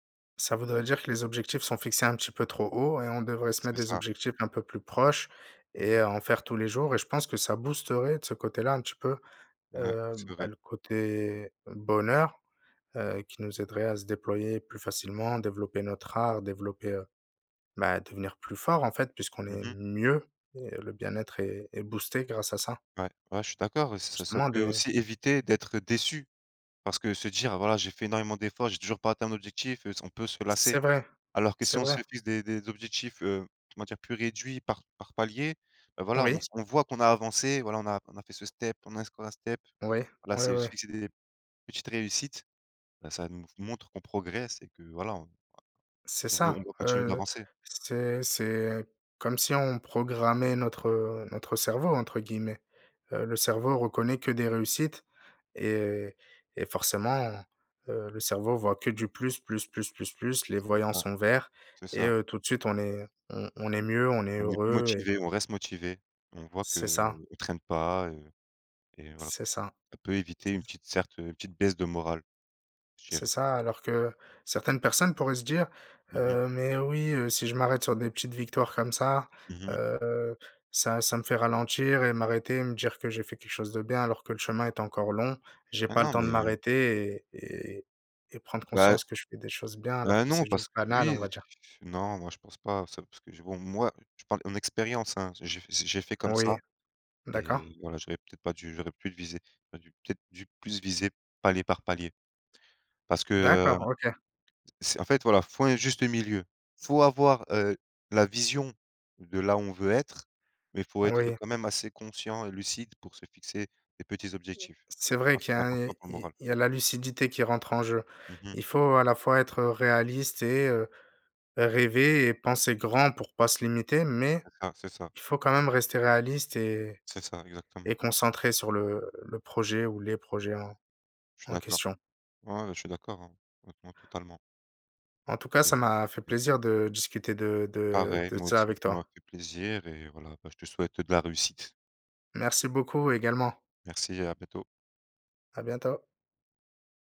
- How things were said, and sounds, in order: tapping; other background noise; in English: "step"; in English: "step"
- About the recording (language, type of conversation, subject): French, unstructured, Qu’est-ce que réussir signifie pour toi ?